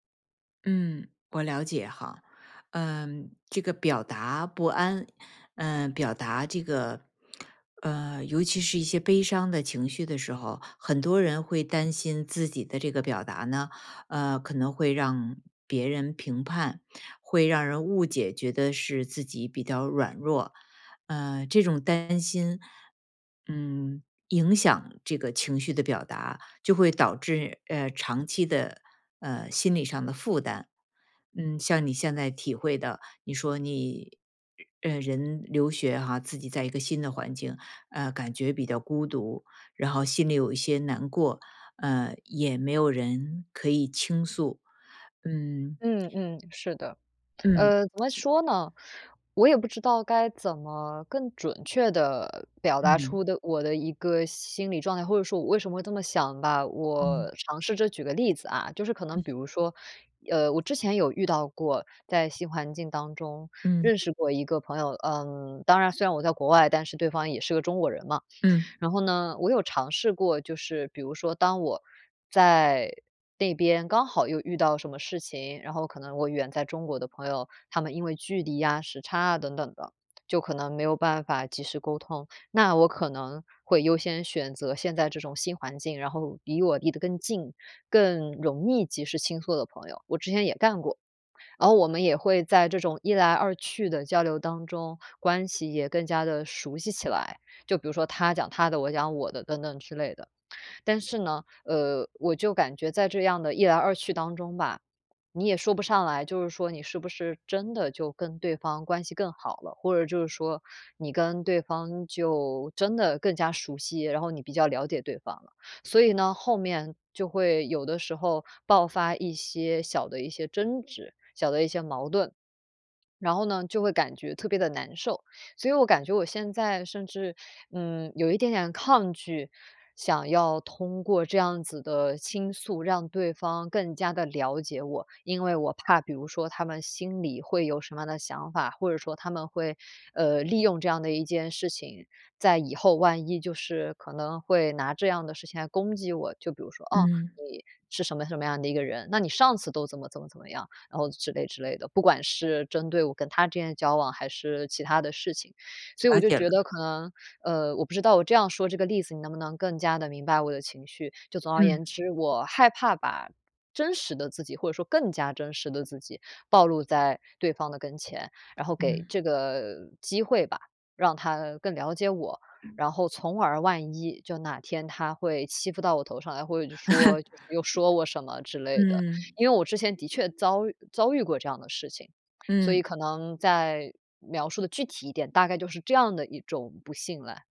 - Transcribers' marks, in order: lip smack; other background noise; lip smack; chuckle
- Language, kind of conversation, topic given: Chinese, advice, 我因为害怕被评判而不敢表达悲伤或焦虑，该怎么办？